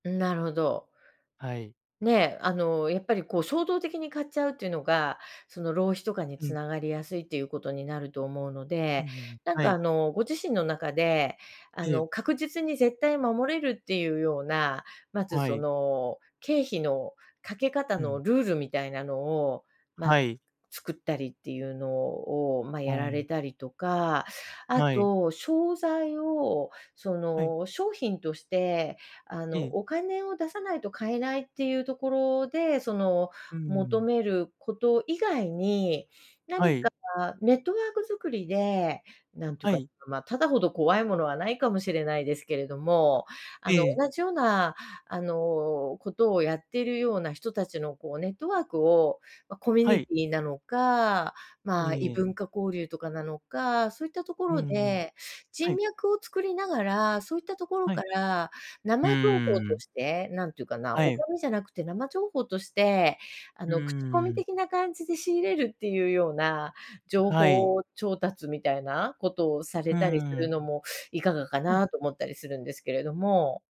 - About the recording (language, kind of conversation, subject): Japanese, advice, 必要性を見極められない購買習慣
- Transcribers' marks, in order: other background noise